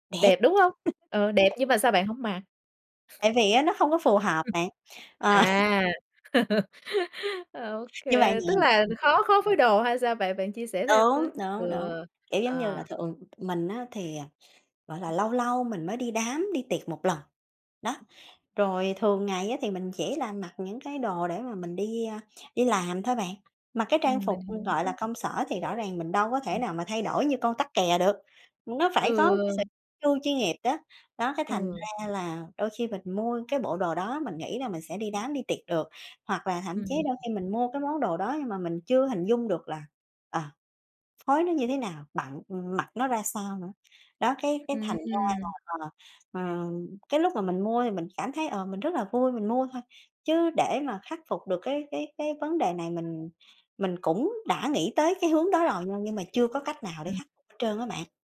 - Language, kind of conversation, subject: Vietnamese, advice, Tôi mua nhiều quần áo nhưng hiếm khi mặc và cảm thấy lãng phí, tôi nên làm gì?
- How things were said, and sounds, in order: tapping; laugh; other background noise; laugh; laughing while speaking: "Ờ"; unintelligible speech